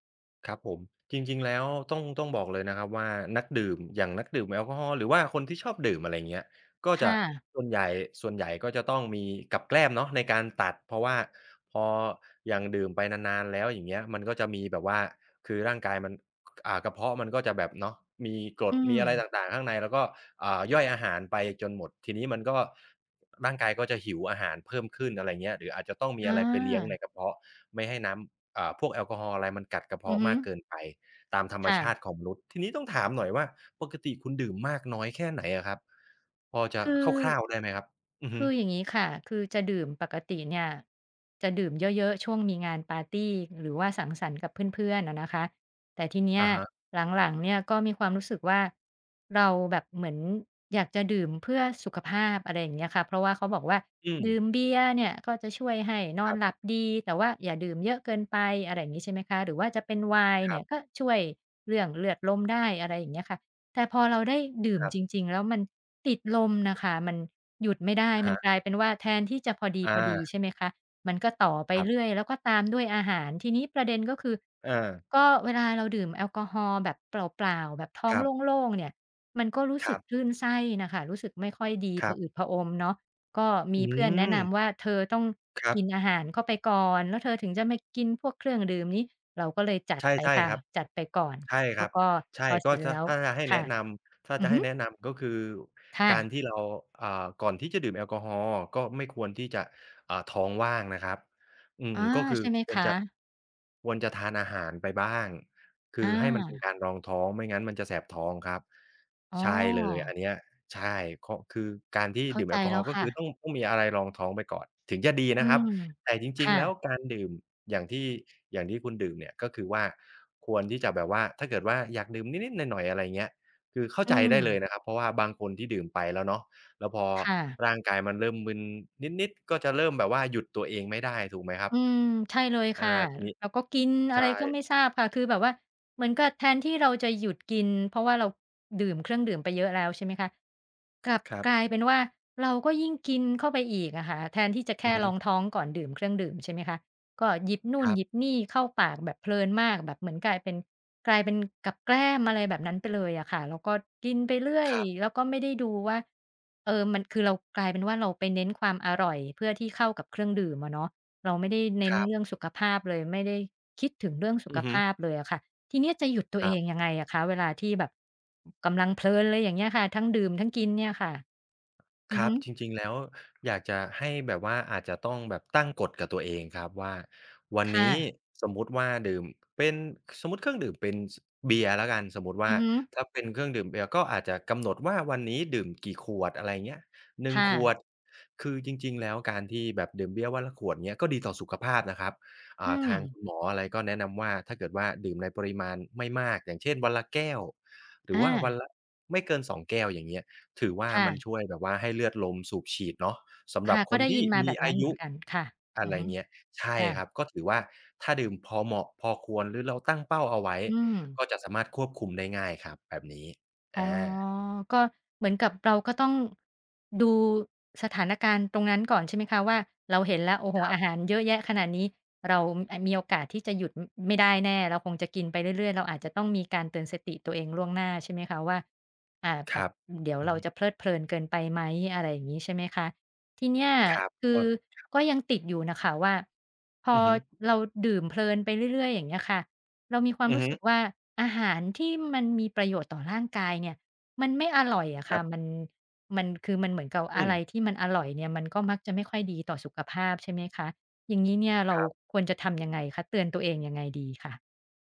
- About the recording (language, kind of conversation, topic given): Thai, advice, ทำไมเวลาคุณดื่มแอลกอฮอล์แล้วมักจะกินมากเกินไป?
- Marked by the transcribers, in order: tapping; other background noise; unintelligible speech